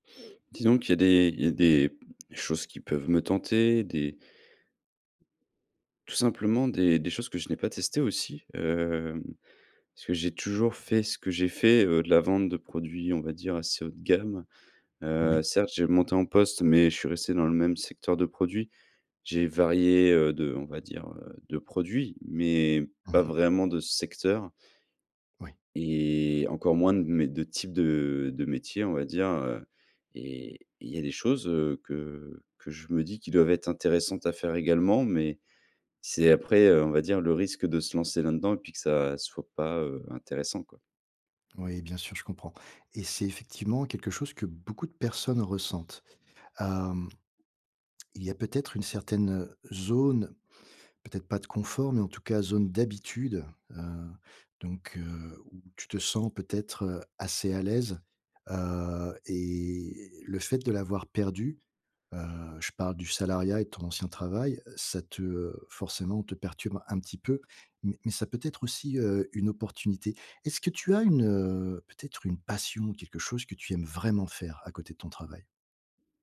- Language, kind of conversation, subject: French, advice, Comment rebondir après une perte d’emploi soudaine et repenser sa carrière ?
- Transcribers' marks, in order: stressed: "secteur"; drawn out: "et"; stressed: "vraiment"